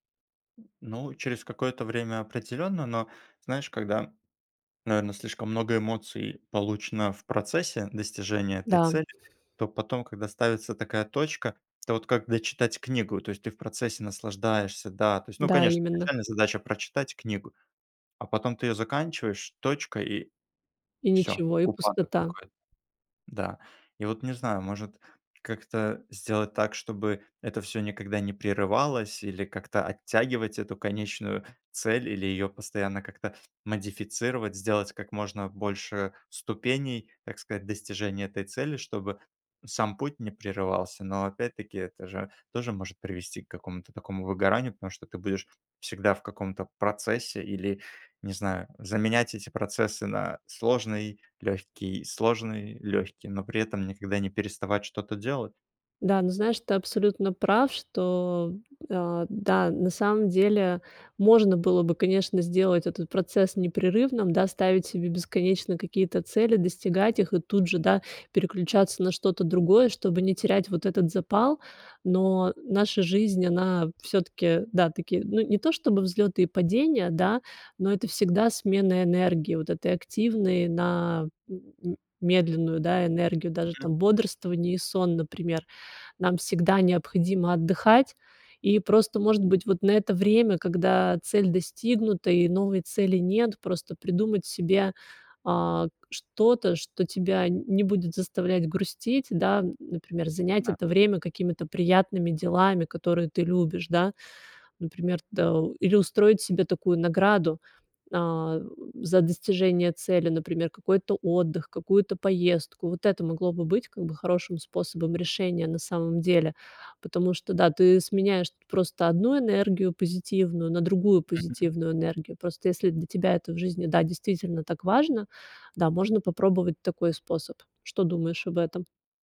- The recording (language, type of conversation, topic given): Russian, advice, Как справиться с выгоранием и потерей смысла после череды достигнутых целей?
- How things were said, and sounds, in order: other noise; other background noise; tapping